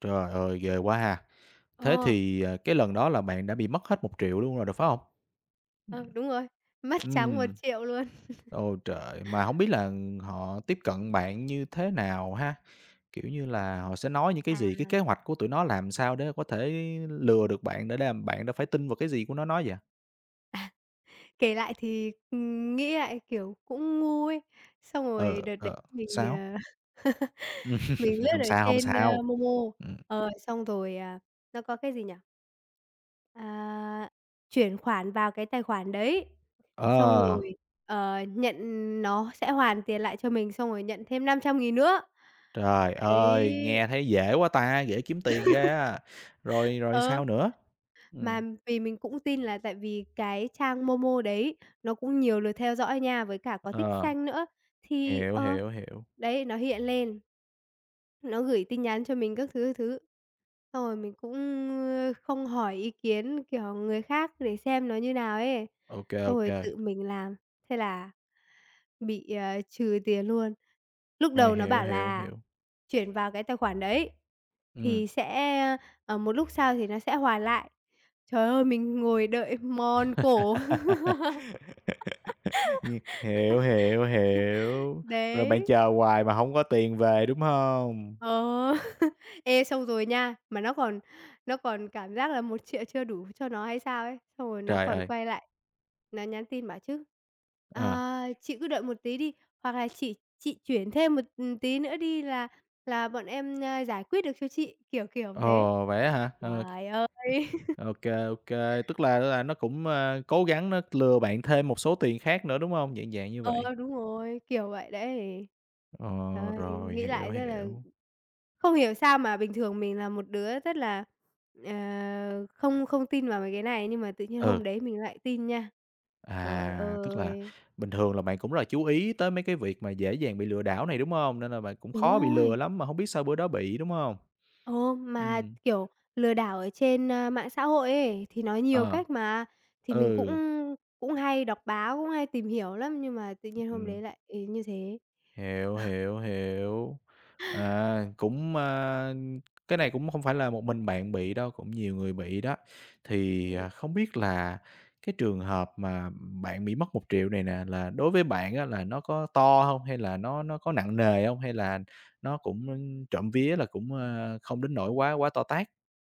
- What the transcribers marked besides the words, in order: tapping; other background noise; chuckle; laugh; laugh; in English: "tick"; laugh; laugh; chuckle; other noise; laugh; laughing while speaking: "Ờ"; unintelligible speech
- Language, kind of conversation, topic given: Vietnamese, podcast, Bạn có thể kể về lần bạn bị lừa trên mạng và bài học rút ra từ đó không?